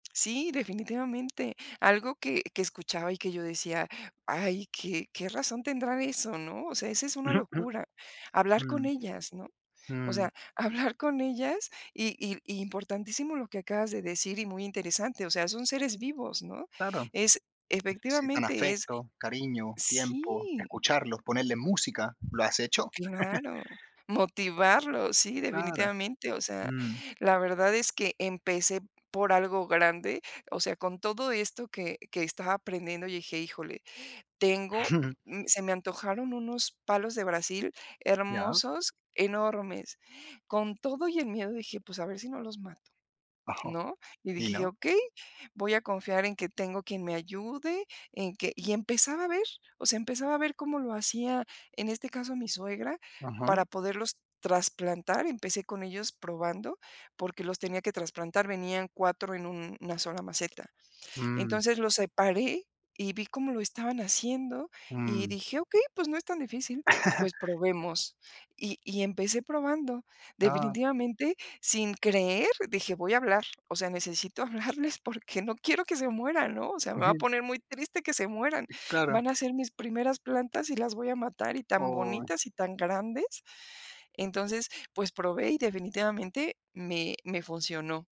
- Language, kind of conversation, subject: Spanish, podcast, ¿Cómo cuidarías un jardín para atraer más vida silvestre?
- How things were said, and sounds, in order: other background noise; chuckle; chuckle; chuckle; laughing while speaking: "hablarles"; tapping